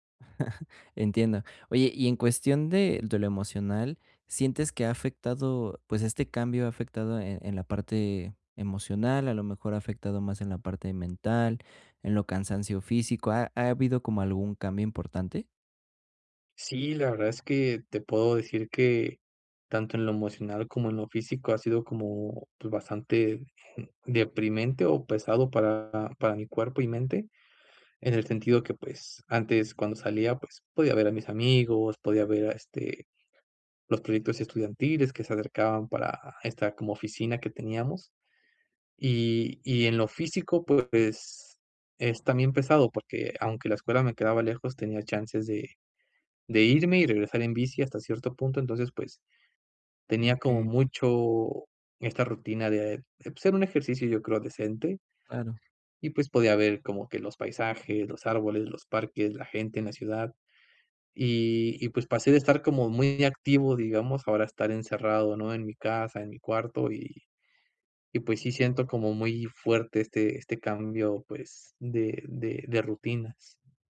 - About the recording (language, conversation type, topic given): Spanish, advice, ¿Cómo puedo manejar la incertidumbre durante una transición, como un cambio de trabajo o de vida?
- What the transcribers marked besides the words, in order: chuckle; chuckle